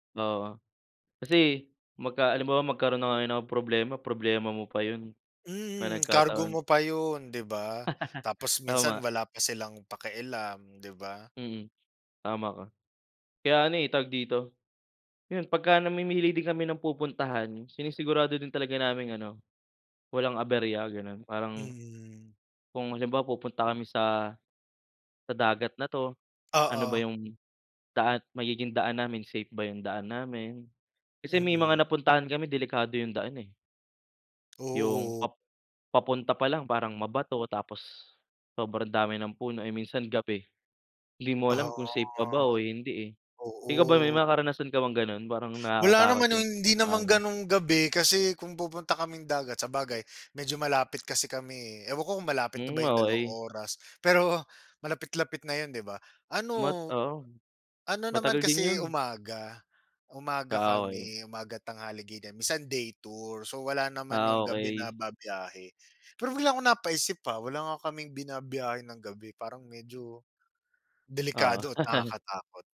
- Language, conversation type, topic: Filipino, unstructured, Paano mo hinaharap ang mga hindi inaasahang problema sa biyahe?
- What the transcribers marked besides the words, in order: tapping; laugh; other background noise; in English: "day tour"; laugh